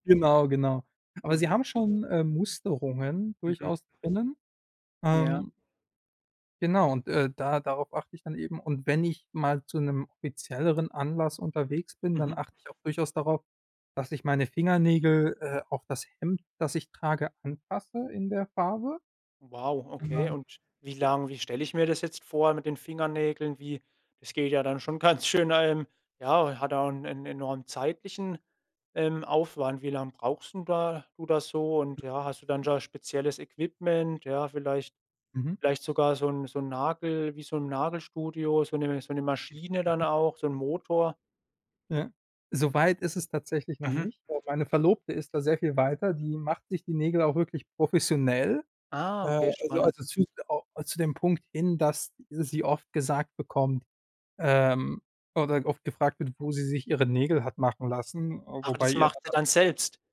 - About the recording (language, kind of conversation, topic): German, podcast, Bist du eher minimalistisch oder eher expressiv angezogen?
- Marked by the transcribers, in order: other background noise; unintelligible speech